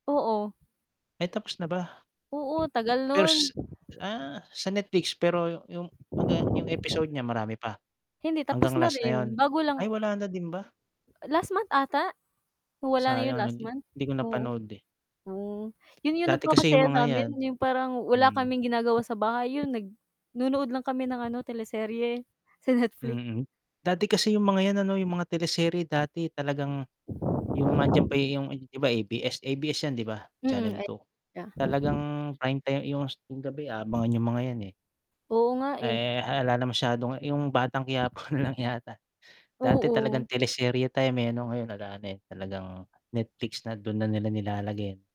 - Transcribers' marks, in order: static; wind; tapping; other background noise; lip smack; laughing while speaking: "Quiapo na lang"
- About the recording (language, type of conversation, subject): Filipino, unstructured, Anong simpleng gawain ang nagpapasaya sa iyo araw-araw?